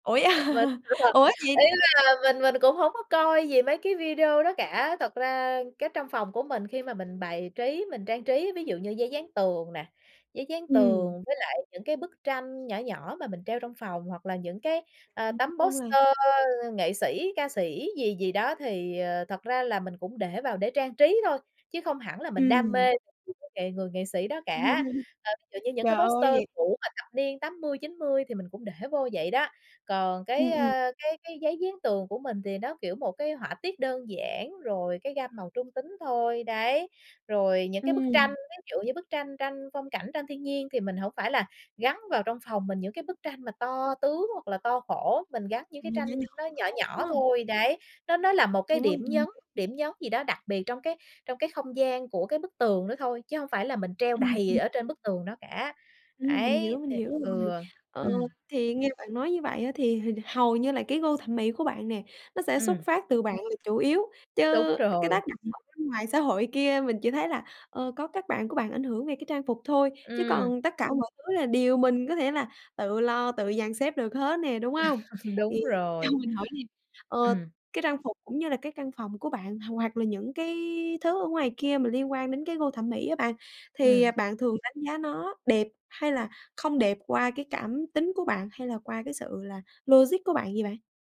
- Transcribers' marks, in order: other background noise; unintelligible speech; laughing while speaking: "hả?"; in English: "poster"; unintelligible speech; laugh; in English: "poster"; tapping; chuckle; laughing while speaking: "cho"
- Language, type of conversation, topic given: Vietnamese, podcast, Điều gì ảnh hưởng nhiều nhất đến gu thẩm mỹ của bạn?